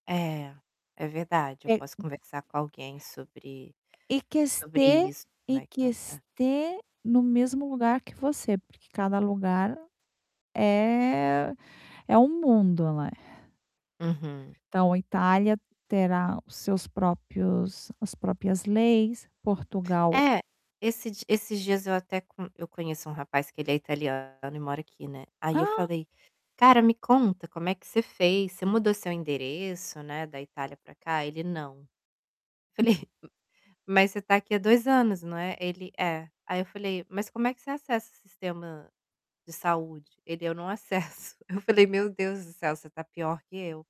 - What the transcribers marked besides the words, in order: static; tapping; unintelligible speech; distorted speech; laughing while speaking: "Falei"; laughing while speaking: "acesso"
- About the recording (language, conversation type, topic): Portuguese, advice, Como posso entender meus impostos e obrigações fiscais ao me mudar para outro país?